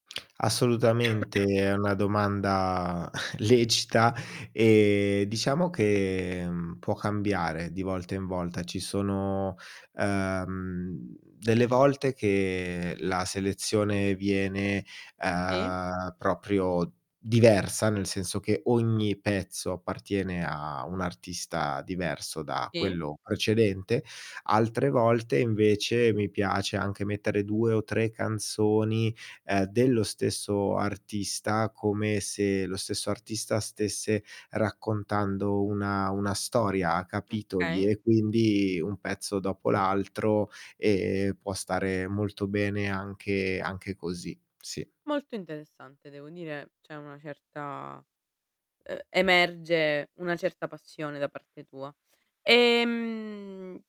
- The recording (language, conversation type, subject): Italian, podcast, Come scegli la musica da inserire nella tua playlist?
- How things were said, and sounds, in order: lip smack; cough; chuckle; tapping; other background noise; drawn out: "Ehm"